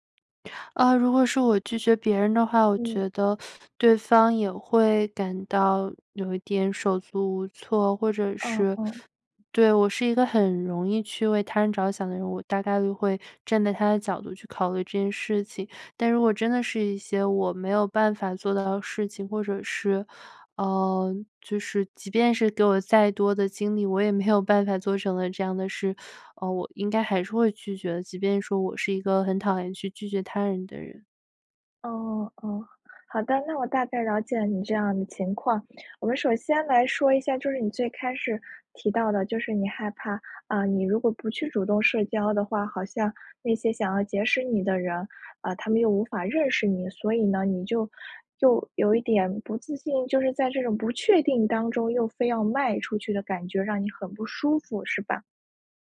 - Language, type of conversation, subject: Chinese, advice, 你因为害怕被拒绝而不敢主动社交或约会吗？
- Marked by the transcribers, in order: laughing while speaking: "没有"